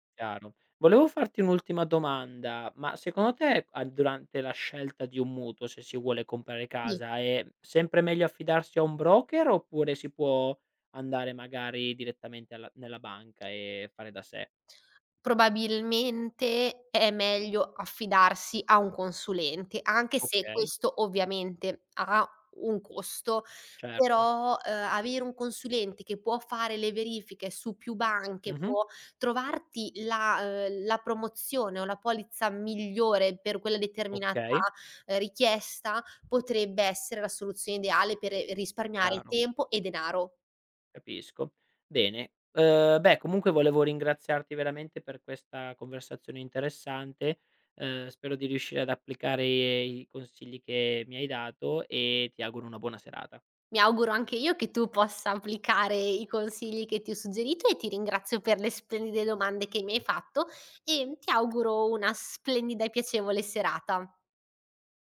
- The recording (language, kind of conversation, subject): Italian, podcast, Come scegliere tra comprare o affittare casa?
- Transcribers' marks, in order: tapping